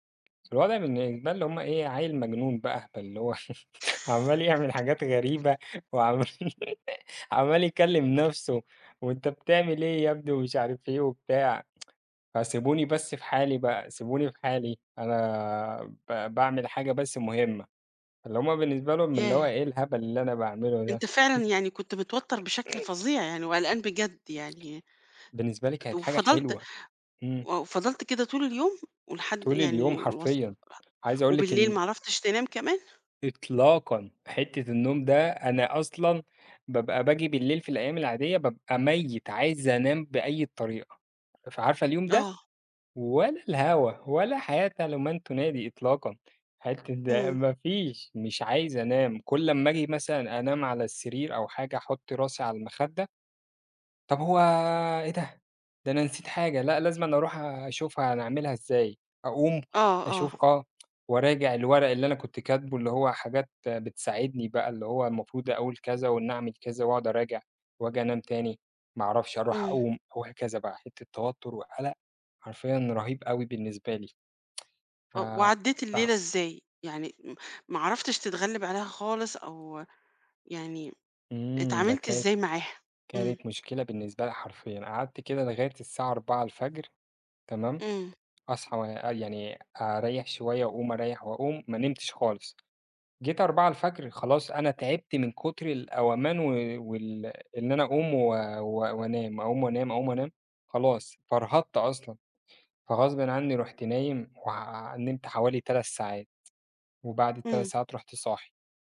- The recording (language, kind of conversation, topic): Arabic, podcast, إزاي بتتعامل مع القلق اللي بيمنعك من النوم؟
- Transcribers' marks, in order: tapping; unintelligible speech; chuckle; laugh; laughing while speaking: "عمّال يعمل حاجات غريبة وعم عمّال يكلّم نفْسه"; tsk; laugh; other background noise; tsk; tsk